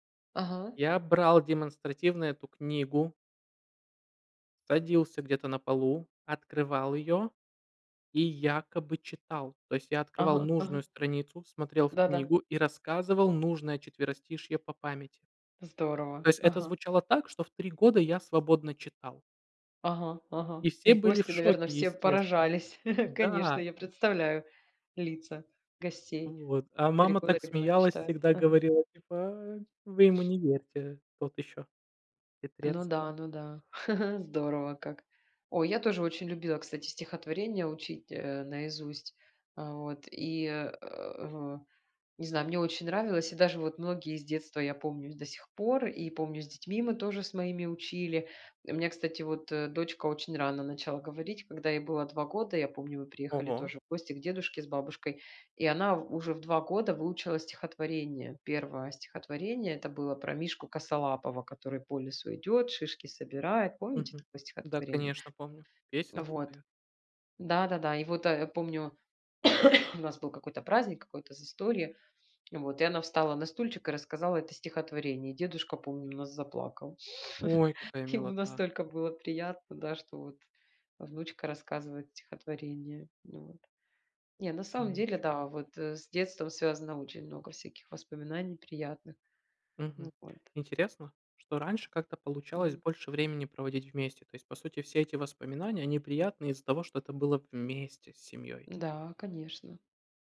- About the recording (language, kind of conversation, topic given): Russian, unstructured, Какая традиция из твоего детства тебе запомнилась больше всего?
- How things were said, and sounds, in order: tapping; laugh; sniff; laugh; grunt; cough; sniff; sniff; laugh